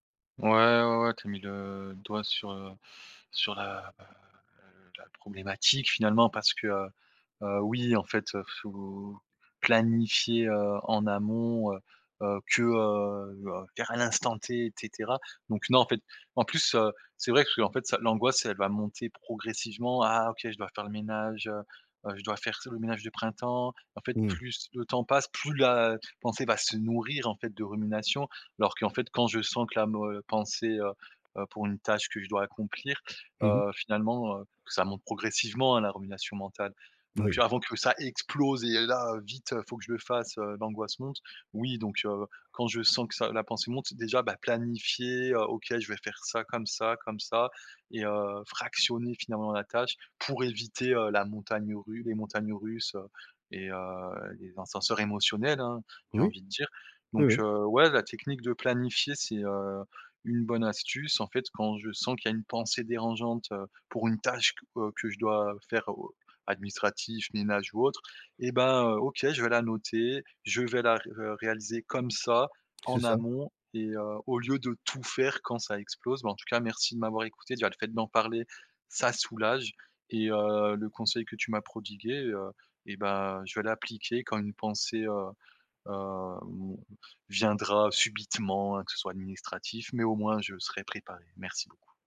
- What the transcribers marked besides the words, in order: drawn out: "heu"; stressed: "nourrir"; stressed: "explose"; other background noise; stressed: "fractionner"; stressed: "tâche"; stressed: "tout"
- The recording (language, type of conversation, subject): French, advice, Comment puis-je arrêter de ruminer sans cesse mes pensées ?